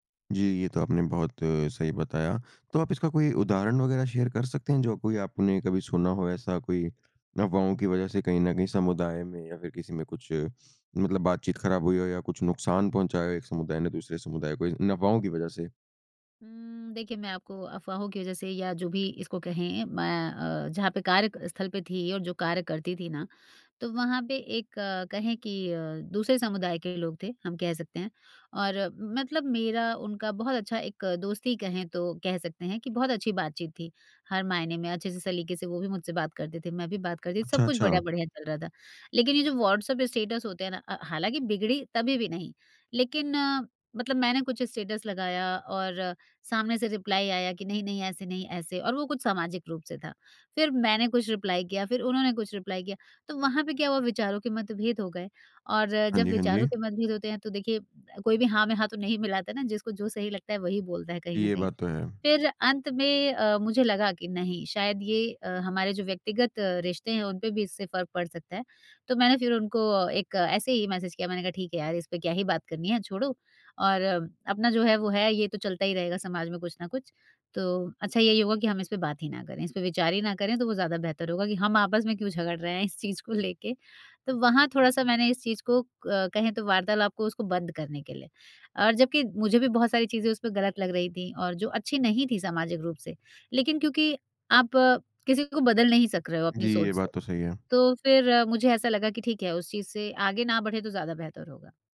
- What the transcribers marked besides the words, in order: in English: "शेयर"; in English: "रिप्लाई"; in English: "रिप्लाई"; in English: "रिप्लाई"; laughing while speaking: "मिलाता"; in English: "मैसेज"; laughing while speaking: "चीज़ को लेके"
- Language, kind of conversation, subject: Hindi, podcast, समाज में अफवाहें भरोसा कैसे तोड़ती हैं, और हम उनसे कैसे निपट सकते हैं?